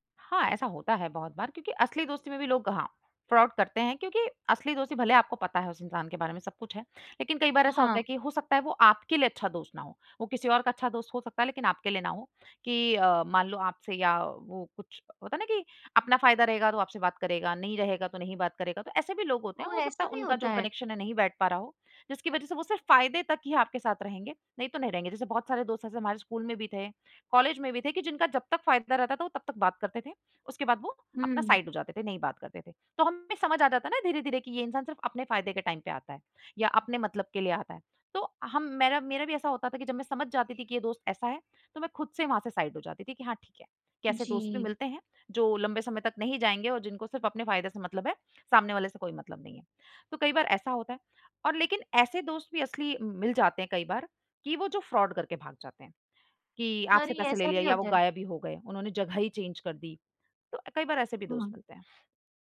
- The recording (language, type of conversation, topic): Hindi, podcast, ऑनलाइन दोस्तों और असली दोस्तों में क्या फर्क लगता है?
- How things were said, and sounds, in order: in English: "फ्रॉड"; in English: "कनेक्शन"; in English: "साइड"; in English: "टाइम"; in English: "साइड"; in English: "फ्रॉड"; in English: "चेंज"